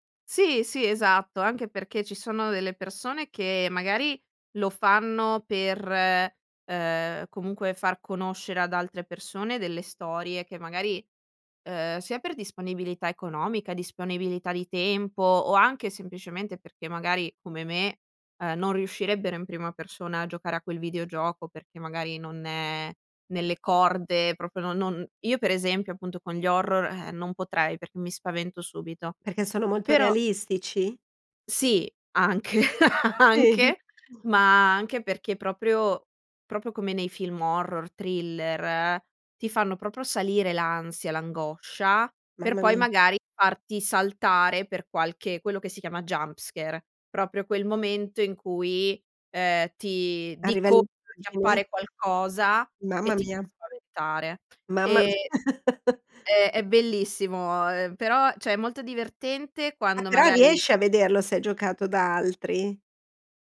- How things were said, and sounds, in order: other background noise; laughing while speaking: "anche, anche"; unintelligible speech; in English: "jumpscare"; laughing while speaking: "mi"; chuckle; "cioè" said as "ceh"
- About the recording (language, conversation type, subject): Italian, podcast, Raccontami di un hobby che ti fa perdere la nozione del tempo?